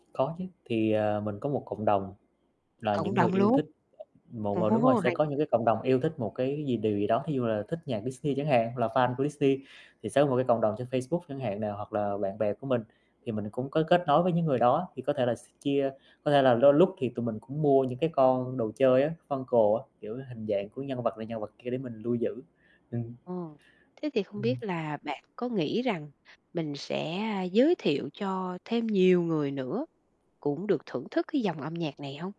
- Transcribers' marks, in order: static; tapping; other background noise; laughing while speaking: "Ồ"; distorted speech
- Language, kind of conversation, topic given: Vietnamese, podcast, Âm nhạc gắn với kỷ niệm nào rõ nét nhất đối với bạn?